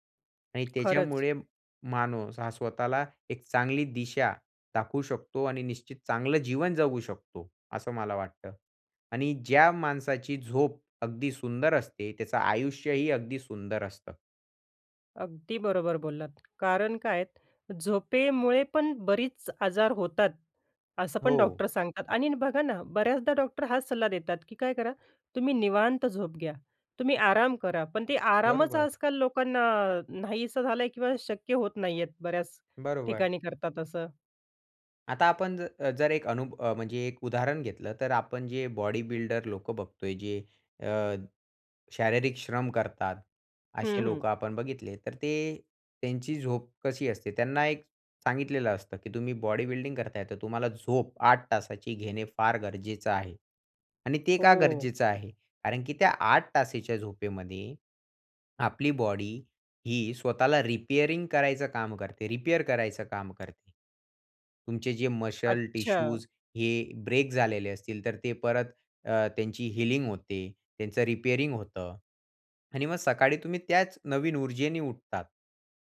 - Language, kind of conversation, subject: Marathi, podcast, उत्तम झोपेसाठी घरात कोणते छोटे बदल करायला हवेत?
- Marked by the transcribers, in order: other background noise; in English: "बॉडीबिल्डर"; in English: "बॉडीबिल्डिंग"; "मसल" said as "मशल"; in English: "हीलिंग"